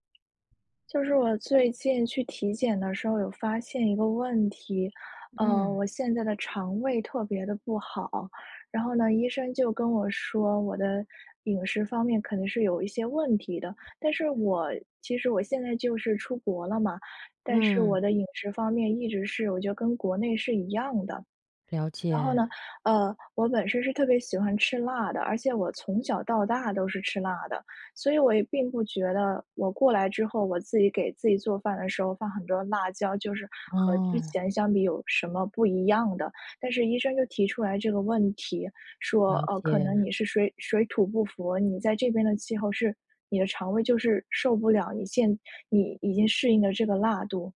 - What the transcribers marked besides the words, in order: tapping
- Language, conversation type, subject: Chinese, advice, 吃完饭后我常常感到内疚和自责，该怎么走出来？